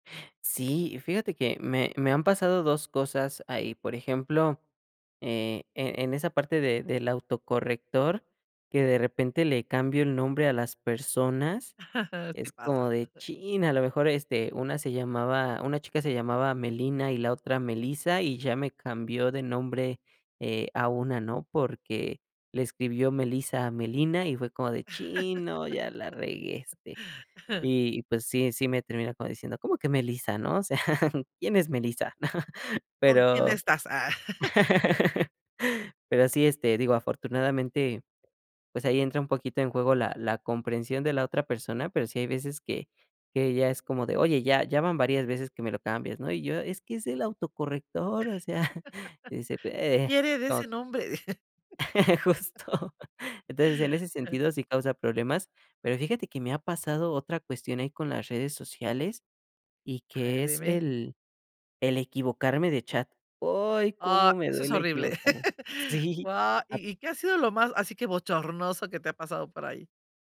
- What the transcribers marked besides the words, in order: chuckle; laugh; chuckle; laugh; laugh; chuckle; laughing while speaking: "Justo"; laugh; chuckle
- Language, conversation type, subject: Spanish, podcast, ¿Cómo han cambiado las redes sociales la forma en que te relacionas con tus amistades?